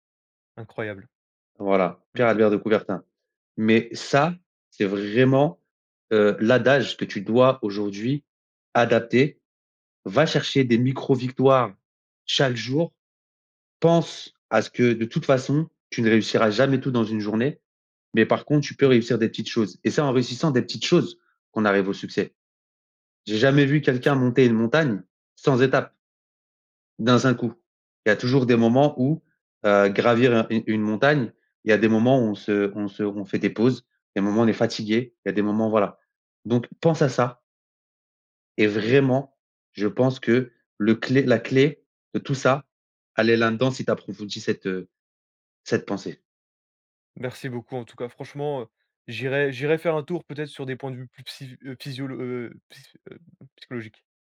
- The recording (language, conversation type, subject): French, advice, Comment votre confiance en vous s’est-elle effondrée après une rupture ou un échec personnel ?
- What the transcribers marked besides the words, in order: stressed: "ça"; stressed: "vraiment"; stressed: "pense"; unintelligible speech; "seul" said as "saint"; stressed: "vraiment"; "là-dedans" said as "l'un-dans"